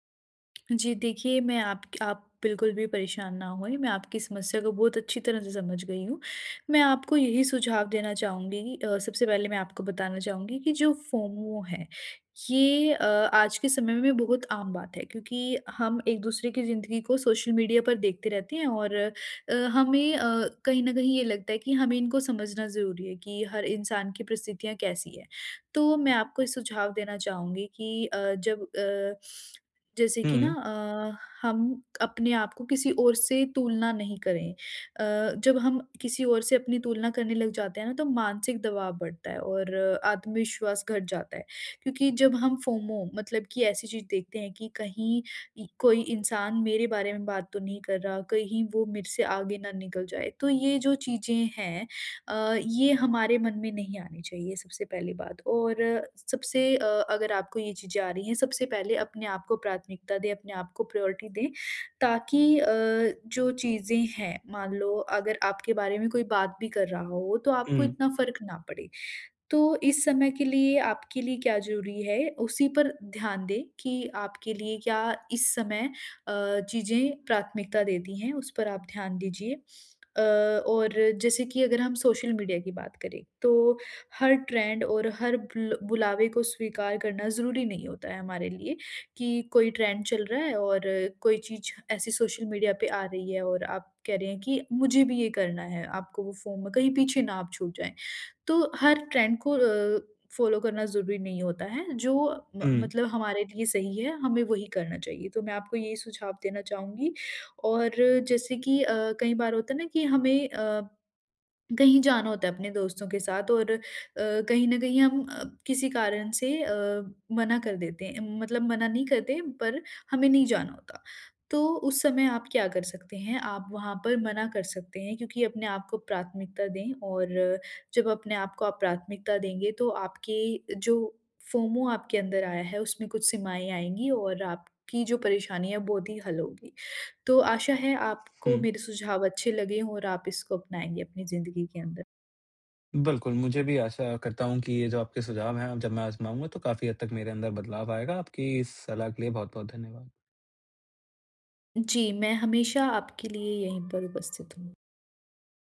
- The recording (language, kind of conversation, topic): Hindi, advice, मैं ‘छूट जाने के डर’ (FOMO) के दबाव में रहते हुए अपनी सीमाएँ तय करना कैसे सीखूँ?
- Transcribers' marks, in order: tapping; in English: "फोमो"; in English: "फोमो"; in English: "प्रायोरिटी"; in English: "ट्रेंड"; in English: "ट्रेंड"; in English: "फोमो"; in English: "ट्रेंड"; in English: "फॉलो"; in English: "फोमो"; other background noise